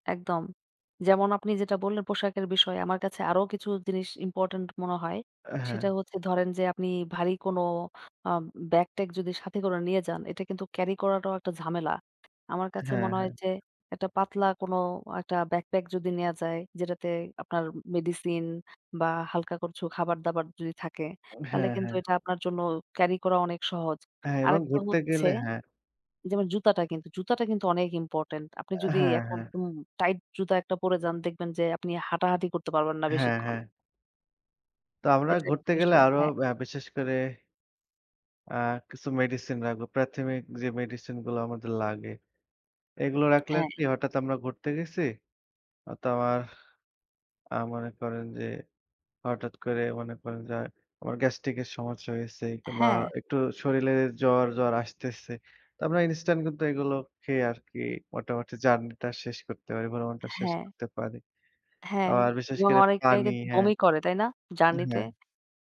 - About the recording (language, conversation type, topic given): Bengali, unstructured, আপনি ভ্রমণে গেলে সময়টা সবচেয়ে ভালোভাবে কীভাবে কাটান?
- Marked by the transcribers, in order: bird; lip smack; tapping; in English: "journey"; lip smack